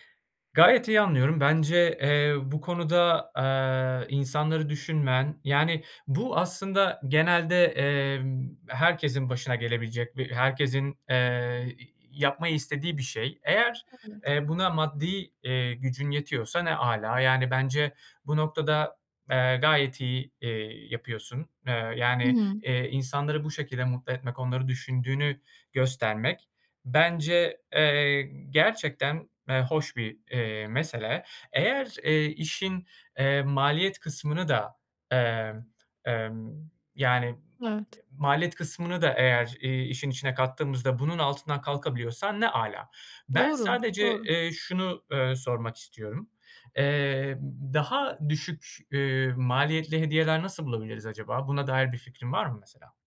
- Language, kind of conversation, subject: Turkish, advice, Hediyeler için aşırı harcama yapıyor ve sınır koymakta zorlanıyor musunuz?
- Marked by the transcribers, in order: other background noise